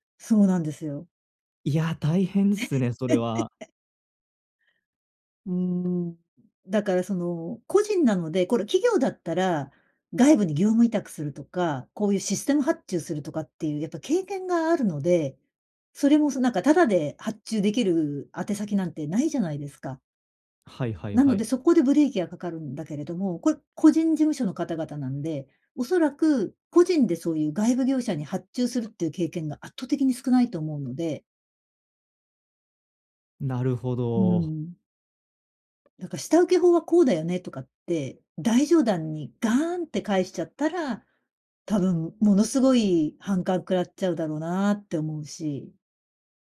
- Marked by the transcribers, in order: laugh; other background noise
- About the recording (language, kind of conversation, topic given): Japanese, advice, 他者の期待と自己ケアを両立するには、どうすればよいですか？